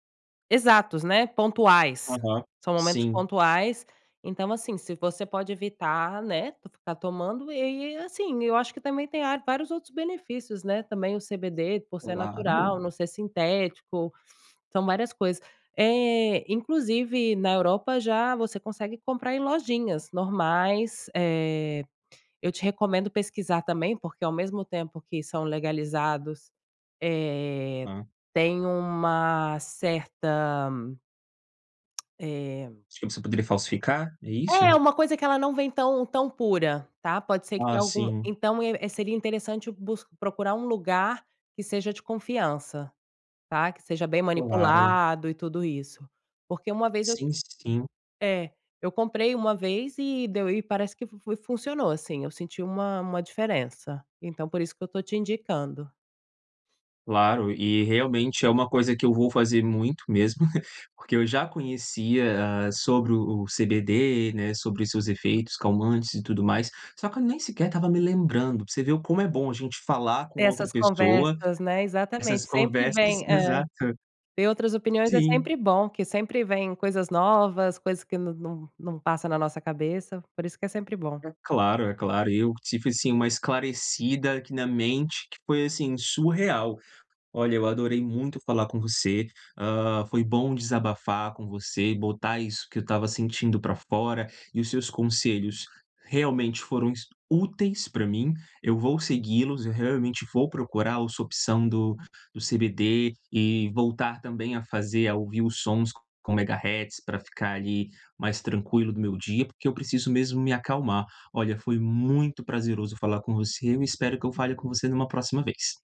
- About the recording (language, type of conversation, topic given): Portuguese, advice, Como posso recuperar a calma depois de ficar muito ansioso?
- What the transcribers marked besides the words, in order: tapping; tongue click; laugh